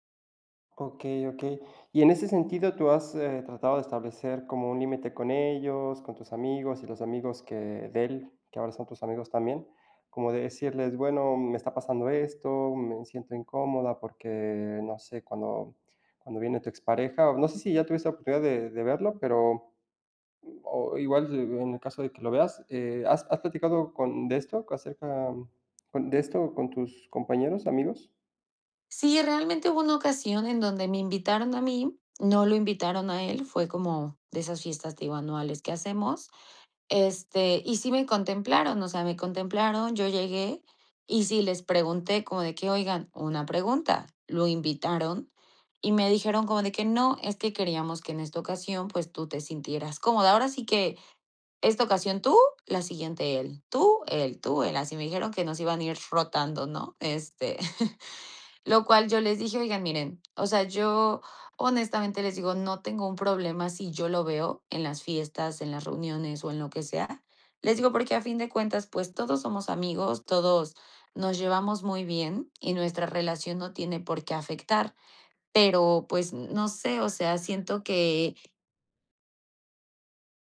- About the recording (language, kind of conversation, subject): Spanish, advice, ¿Cómo puedo lidiar con las amistades en común que toman partido después de una ruptura?
- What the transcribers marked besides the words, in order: chuckle